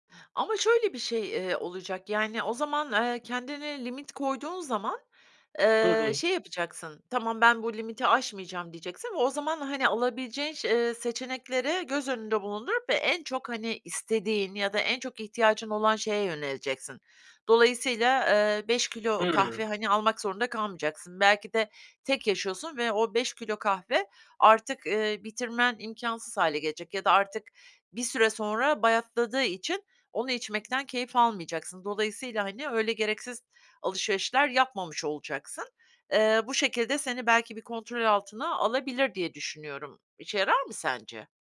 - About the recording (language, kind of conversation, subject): Turkish, advice, İndirim dönemlerinde gereksiz alışveriş yapma kaygısıyla nasıl başa çıkabilirim?
- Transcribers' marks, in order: other background noise